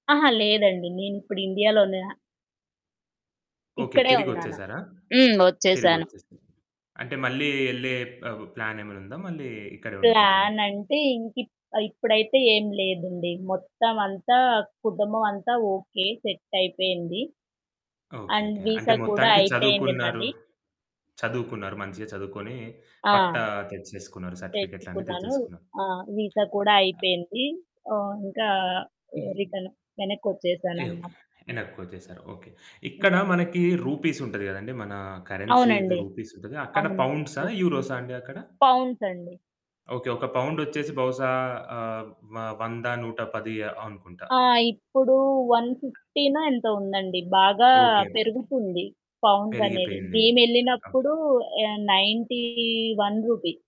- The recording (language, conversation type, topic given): Telugu, podcast, నీ గురించి నువ్వు కొత్తగా తెలుసుకున్న ఒక విషయం ఏమిటి?
- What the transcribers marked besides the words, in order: other background noise; in English: "ప్ ప్లాన్"; in English: "అండ్ విసా"; in English: "వీసా"; in English: "కరెన్సీ‌ది"; distorted speech; in English: "నైన్టీ వన్ రూపీ"